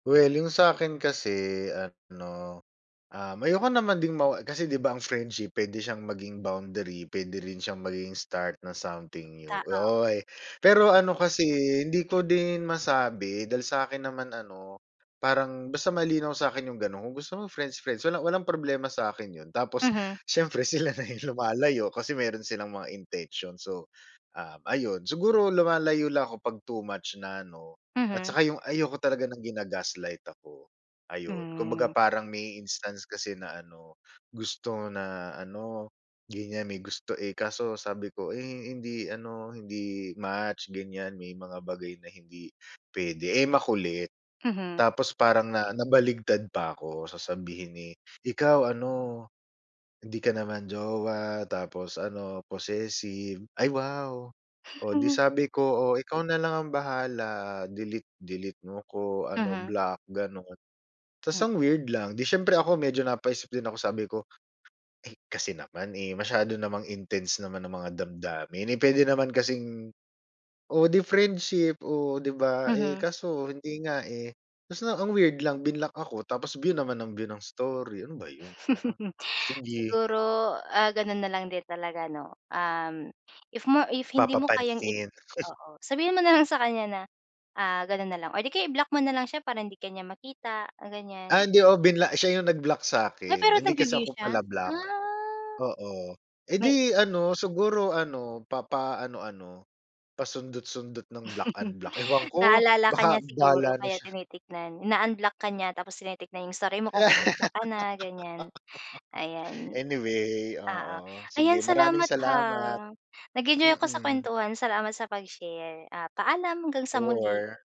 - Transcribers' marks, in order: tapping; laughing while speaking: "sila na yung"; chuckle; chuckle; scoff; drawn out: "Ah"; chuckle; laughing while speaking: "Kaya"; laugh
- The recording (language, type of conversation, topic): Filipino, advice, Paano ko mababalanse ang emosyonal na koneksyon sa relasyon at ang sarili kong kalayaan?